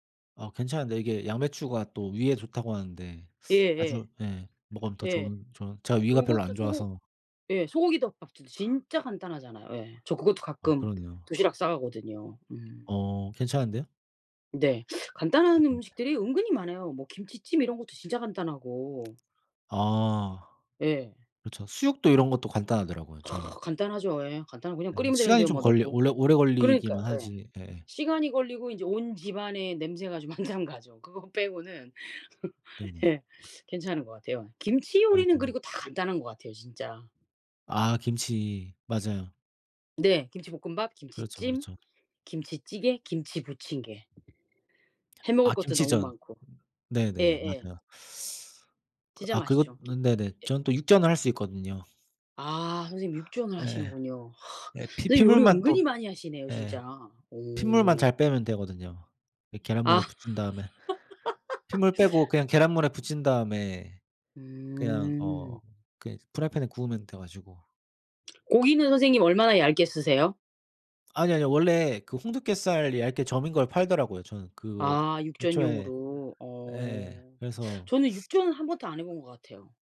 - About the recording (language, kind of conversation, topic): Korean, unstructured, 간단하게 만들 수 있는 음식 추천해 주실 수 있나요?
- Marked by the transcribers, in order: unintelligible speech; tapping; other noise; other background noise; laughing while speaking: "한참 가죠. 그거 빼고는 예"; laugh; lip smack